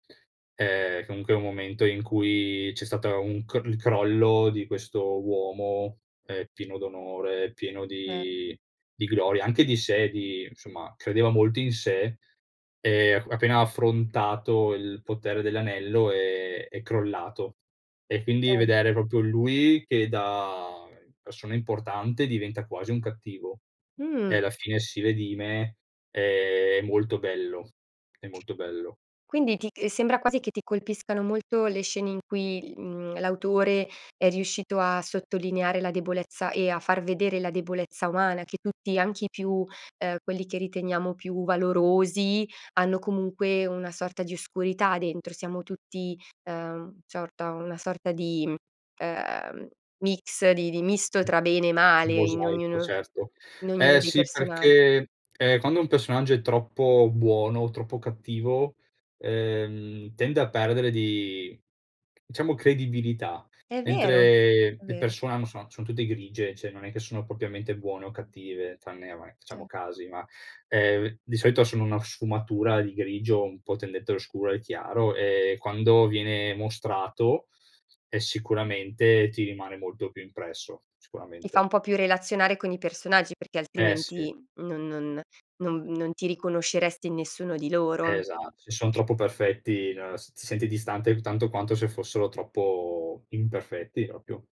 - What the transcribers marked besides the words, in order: "proprio" said as "propo"; other background noise; "cioè" said as "ceh"; "propriamente" said as "propiamente"; "vabbè" said as "vabè"; "proprio" said as "propio"
- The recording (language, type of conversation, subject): Italian, podcast, Raccontami del film che ti ha cambiato la vita